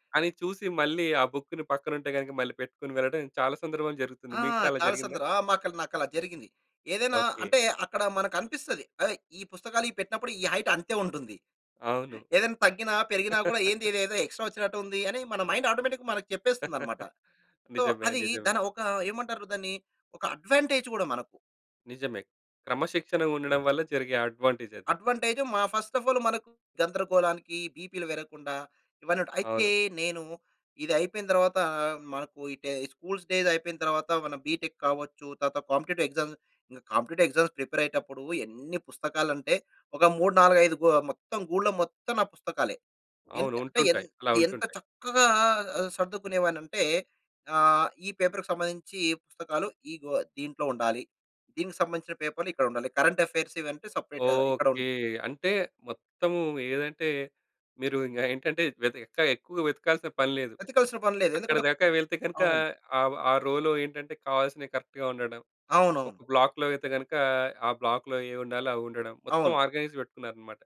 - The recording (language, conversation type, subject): Telugu, podcast, తక్కువ సామాగ్రితో జీవించడం నీకు ఎందుకు ఆకర్షణీయంగా అనిపిస్తుంది?
- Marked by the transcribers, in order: in English: "హైట్"; laugh; in English: "ఎక్స్ట్రా"; in English: "మైండ్ ఆటోమేటిక్‌గా"; laugh; in English: "సో"; in English: "అడ్వాంటేజ్"; in English: "అడ్వాంటేజ్"; in English: "ఫస్ట్ అఫ్ ఆల్"; in English: "స్కూల్ డేస్"; in English: "బిటెక్"; in English: "కాంపిటీటివ్ ఎగ్జామ్స్ కాంపిటేటివ్ ఎగ్జామ్స్ ప్రిపేర్"; in English: "పేపర్‌కీ"; in English: "కరెంట్ అఫెయిర్స్"; in English: "సెపరేట్"; in English: "రోలో"; in English: "కరెక్ట్‌గా"; in English: "బ్లాక్‌లో"; in English: "బ్లాక్‌లో"; in English: "ఆర్గనైజ్"